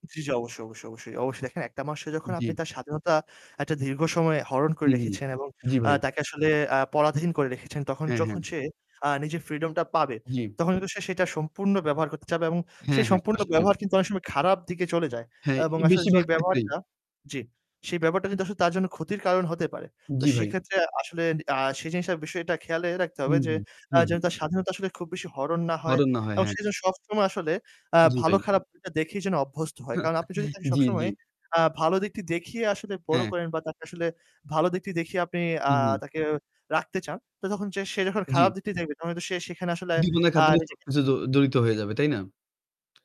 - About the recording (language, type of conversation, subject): Bengali, unstructured, তোমার মতে একটি সম্পর্কের মধ্যে কতটা স্বাধীনতা থাকা প্রয়োজন?
- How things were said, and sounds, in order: static; mechanical hum; tapping; chuckle; "জীবনের" said as "দিবনের"; unintelligible speech; other background noise